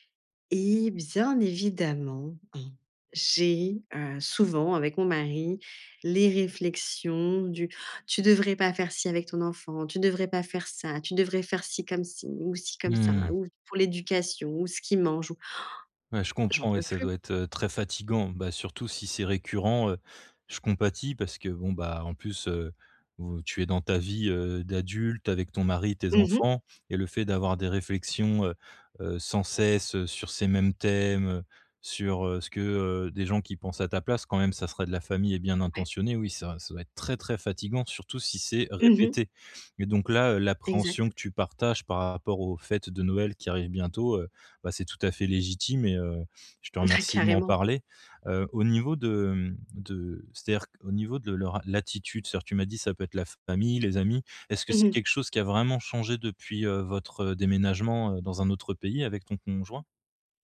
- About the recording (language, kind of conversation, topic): French, advice, Quelle pression sociale ressens-tu lors d’un repas entre amis ou en famille ?
- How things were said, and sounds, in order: stressed: "et, bien évidemment"; put-on voice: "Tu devrais pas faire ci … qu'il mange ou"; inhale; stressed: "répété"